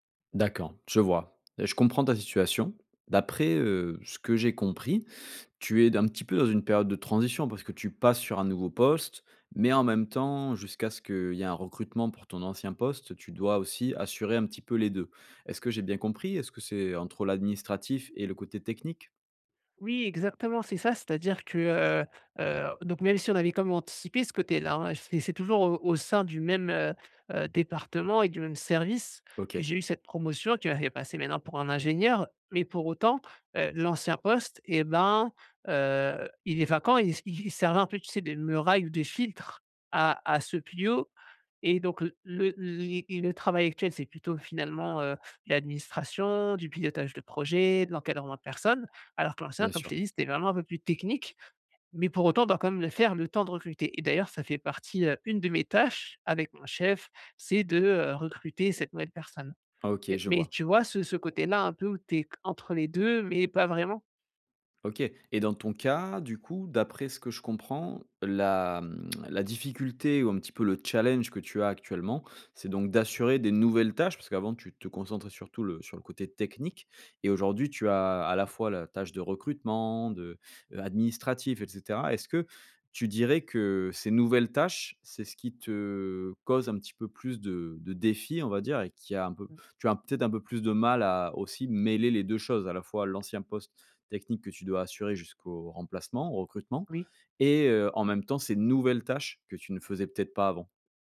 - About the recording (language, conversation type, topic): French, advice, Comment puis-je améliorer ma clarté mentale avant une tâche mentale exigeante ?
- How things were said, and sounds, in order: stressed: "nouvelles"; stressed: "défis"; stressed: "nouvelles"